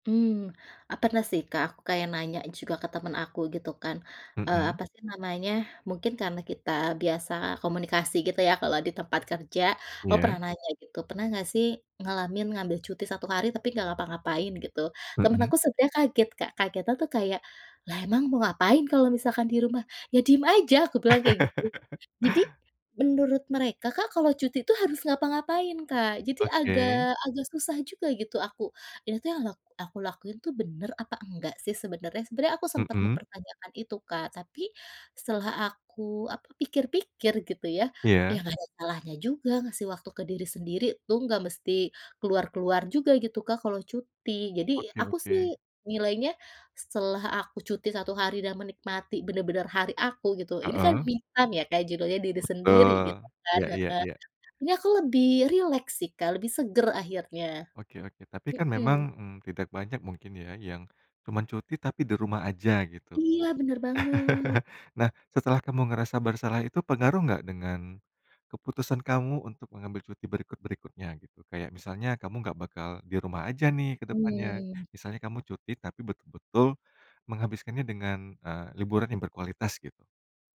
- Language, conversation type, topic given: Indonesian, podcast, Pernah nggak kamu merasa bersalah saat meluangkan waktu untuk diri sendiri?
- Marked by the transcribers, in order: laugh; in English: "me time"; tapping; laugh